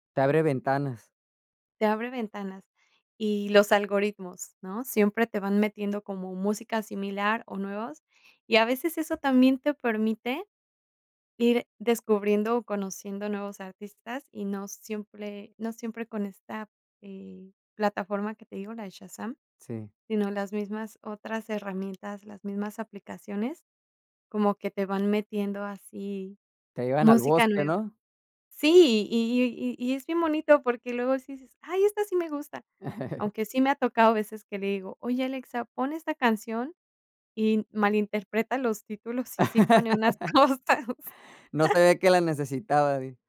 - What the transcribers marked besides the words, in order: laugh; laughing while speaking: "y malinterpreta los títulos y sí pone unas cosas"; laugh; other noise
- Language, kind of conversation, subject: Spanish, podcast, ¿Cómo descubres música nueva hoy en día?